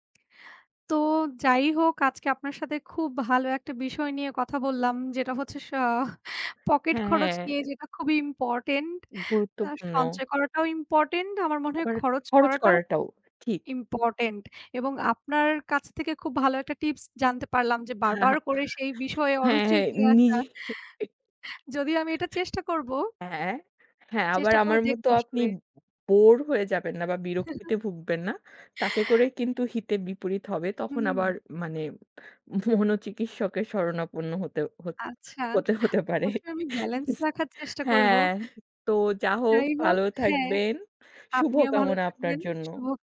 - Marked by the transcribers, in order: scoff; "গুরুত্বপূর্ণ" said as "গুরুত্বপূন্ন"; unintelligible speech; chuckle; laughing while speaking: "হ্যাঁ, হ্যাঁ নিজে"; in English: "বোর"; chuckle; scoff; tapping; laughing while speaking: "হতে হতে পারে"; chuckle
- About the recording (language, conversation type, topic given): Bengali, unstructured, আপনি আপনার পকেট খরচ কীভাবে সামলান?